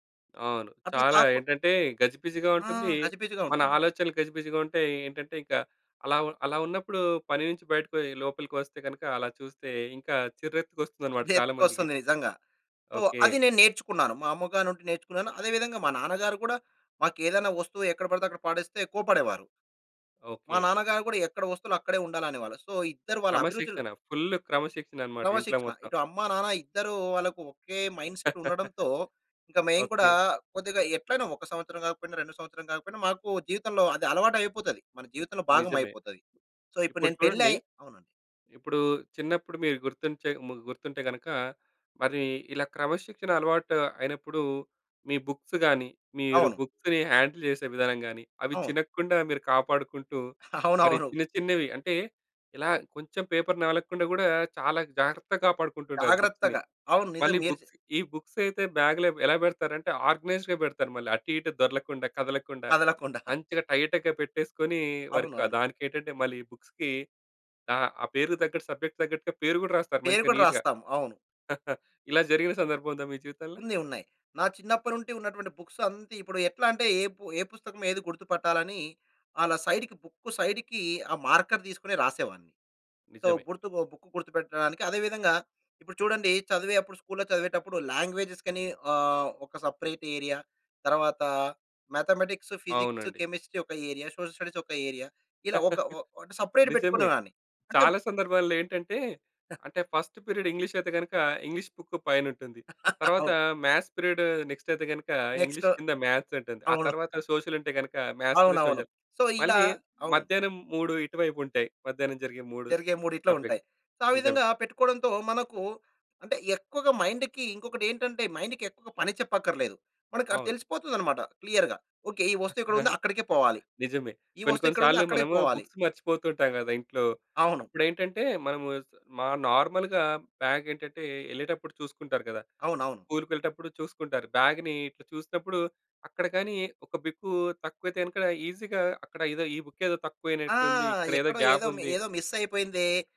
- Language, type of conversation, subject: Telugu, podcast, తక్కువ సామాగ్రితో జీవించడం నీకు ఎందుకు ఆకర్షణీయంగా అనిపిస్తుంది?
- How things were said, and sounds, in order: in English: "సో"; other background noise; in English: "సో"; in English: "మైండ్‌సెట్"; chuckle; in English: "సో"; in English: "బుక్స్"; in English: "బుక్స్‌ని హ్యాండిల్"; in English: "పేపర్"; laughing while speaking: "అవునవును"; in English: "బుక్స్‌ని"; in English: "బుక్స్"; in English: "బుక్స్"; in English: "బాగ్‌లో"; in English: "ఆర్గనైజ్డ్‌గా"; in English: "టైట్‌గా"; laughing while speaking: "కదలకుండ"; in English: "బుక్స్‌కి"; in English: "సబ్జెక్ట్‌కి"; in English: "నీట్‌గా"; chuckle; in English: "బుక్స్"; in English: "సైడ్‌కి, బుక్ సైడ్‌కి"; in English: "మార్కర్"; in English: "సో"; in English: "బుక్"; in English: "స్కూల్‌లో"; in English: "సెపరేట్ ఏరియా"; in English: "మ్యాథమేటిక్స్, ఫిజిక్స్, కెమిస్ట్రీ"; in English: "ఏరియా. సోషల్ స్టడీస్"; in English: "ఏరియా"; chuckle; in English: "సెపరేట్"; in English: "ఫస్ట్ పీరియడ్"; in English: "మ్యాథ్స్ పీరియడ్ నెక్స్ట్"; chuckle; in English: "మ్యాథ్స్"; in English: "సోషల్"; in English: "మ్యాథ్స్"; in English: "సో"; in English: "సోషల్"; in English: "సబ్జెక్ట్"; in English: "సో"; in English: "మైండ్‌కి"; in English: "మైండ్‌కి"; in English: "క్లియర్‌గా"; chuckle; in English: "బుక్స్"; in English: "నార్మల్‌గా"; in English: "ఈజీగా"; in English: "మిస్"